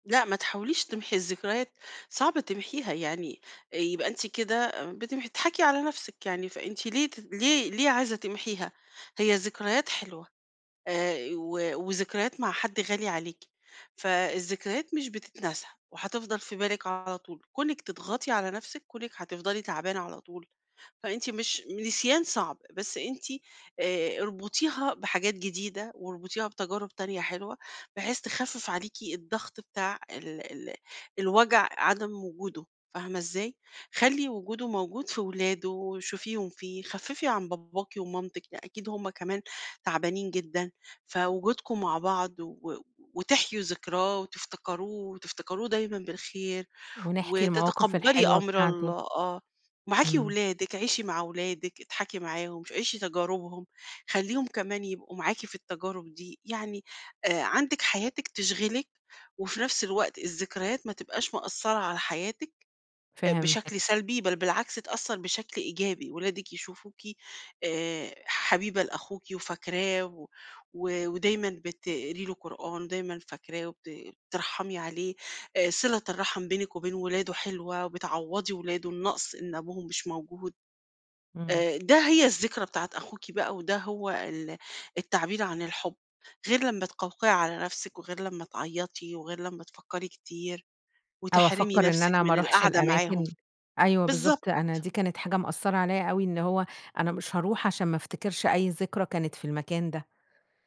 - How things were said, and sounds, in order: tapping
- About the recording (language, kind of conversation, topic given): Arabic, advice, إيه الذكريات اللي بتفتكرها مع حد تاني في أماكن معيّنة ومش قادر تنساها؟